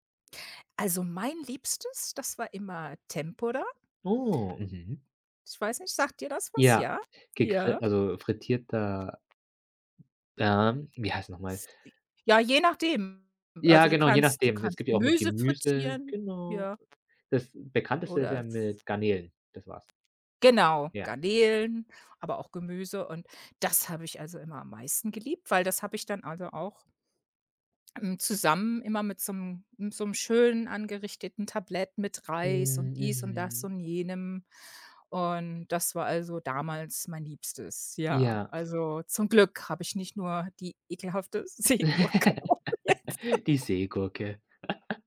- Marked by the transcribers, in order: tapping; other background noise; drawn out: "Hm, mhm"; laugh; laughing while speaking: "Seegurke probiert"; chuckle; laugh
- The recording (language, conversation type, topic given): German, podcast, Welche lokale Speise musstest du unbedingt probieren?